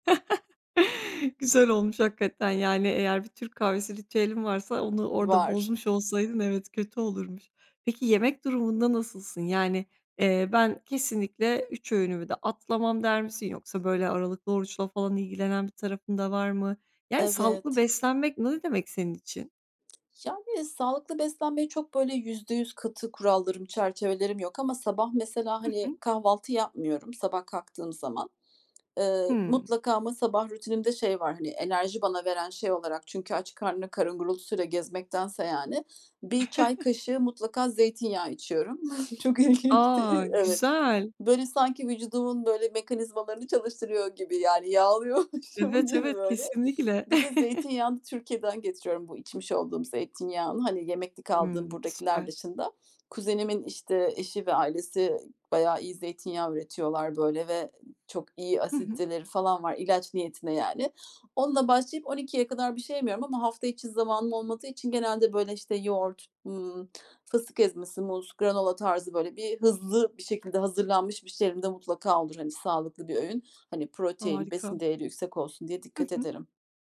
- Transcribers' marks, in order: chuckle; other background noise; chuckle; laughing while speaking: "Çok ilginç, de"; laughing while speaking: "Yani, yağlıyormuşum"; chuckle; tapping
- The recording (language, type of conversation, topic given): Turkish, podcast, Sabah enerjini nasıl yükseltirsin?